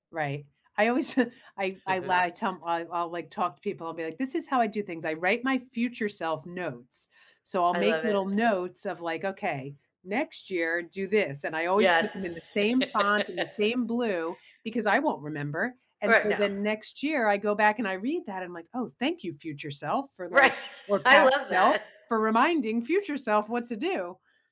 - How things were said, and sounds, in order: chuckle; tapping; chuckle; laugh; laughing while speaking: "Right"; chuckle
- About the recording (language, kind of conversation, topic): English, unstructured, Have you ever felt stuck in a job with no chance to grow?